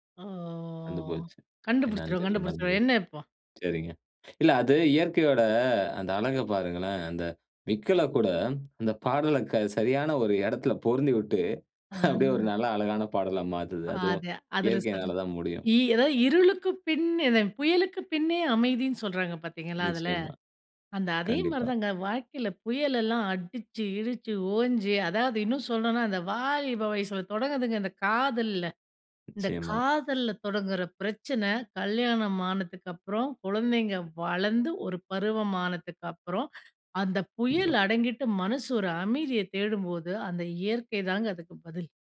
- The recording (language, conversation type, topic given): Tamil, podcast, இயற்கையின் அமைதியிலிருந்து நீங்கள் என்ன பாடம் கற்றுக்கொண்டீர்கள்?
- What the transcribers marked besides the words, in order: drawn out: "ஓ"; chuckle